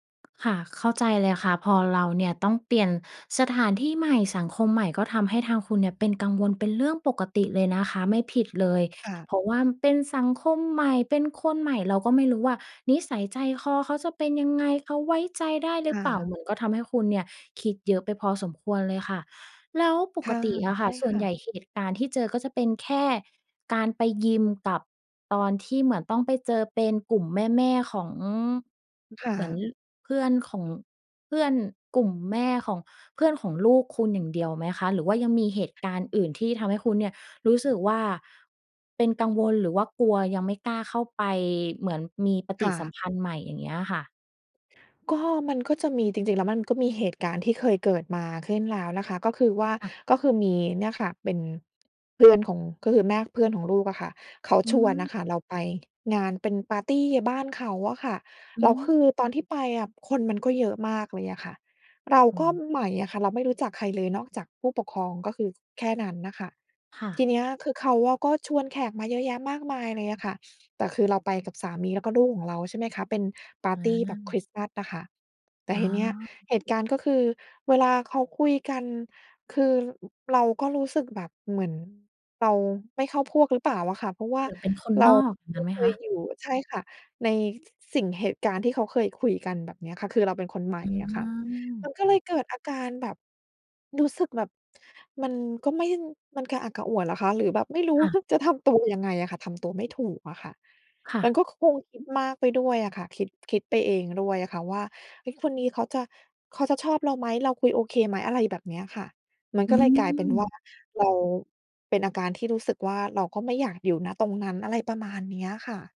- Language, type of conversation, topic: Thai, advice, คุณรู้สึกวิตกกังวลเวลาเจอคนใหม่ๆ หรืออยู่ในสังคมหรือไม่?
- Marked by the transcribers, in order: tapping; other background noise; chuckle